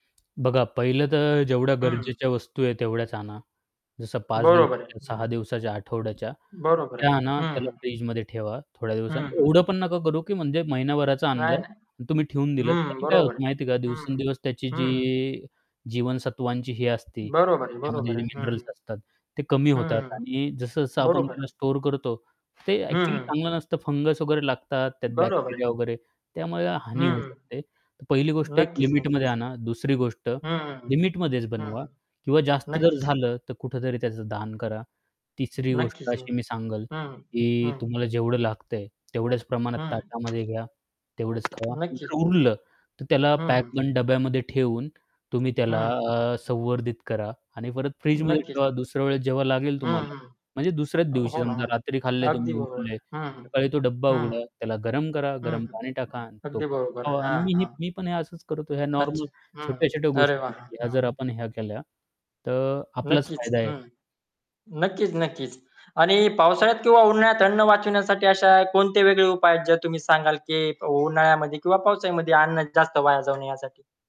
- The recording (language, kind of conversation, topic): Marathi, podcast, अन्न वाया जाणं टाळण्यासाठी तुम्ही कोणते उपाय करता?
- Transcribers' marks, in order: tapping; other background noise; distorted speech; in English: "बॅक्टेरिया"; static; "सांगेल" said as "सांगल"; mechanical hum; background speech